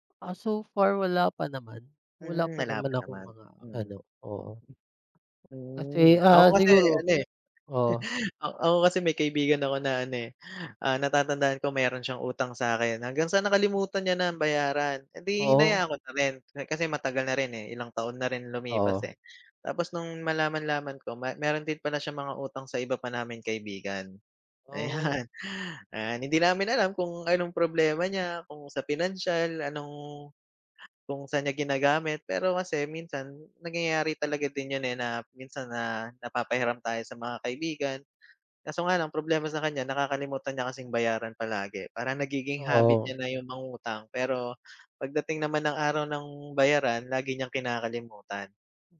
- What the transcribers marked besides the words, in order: wind; snort; laughing while speaking: "ayan"
- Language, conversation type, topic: Filipino, unstructured, Ano ang palagay mo tungkol sa pagtaas ng utang ng mga Pilipino?